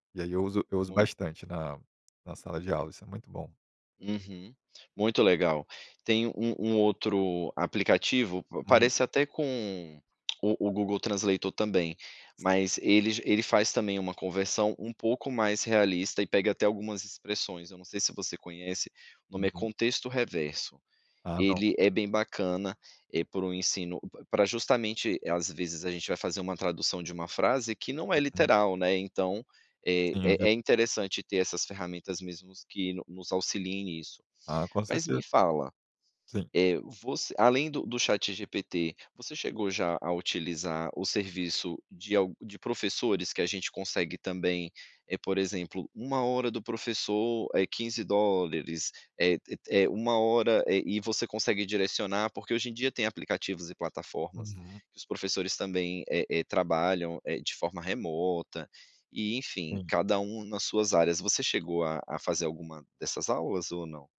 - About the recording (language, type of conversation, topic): Portuguese, podcast, Como a tecnologia ajuda ou atrapalha seus estudos?
- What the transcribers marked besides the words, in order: in English: "translator"; tapping